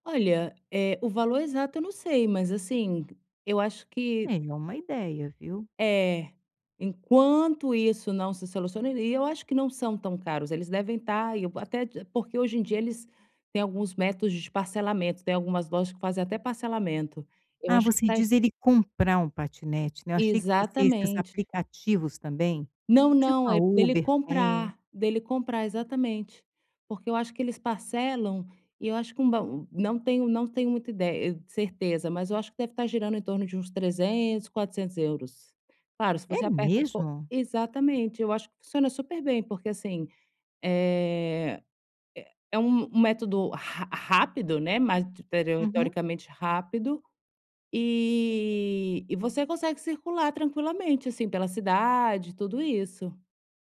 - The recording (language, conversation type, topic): Portuguese, advice, Como posso lidar com mudanças inesperadas na minha vida?
- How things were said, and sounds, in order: none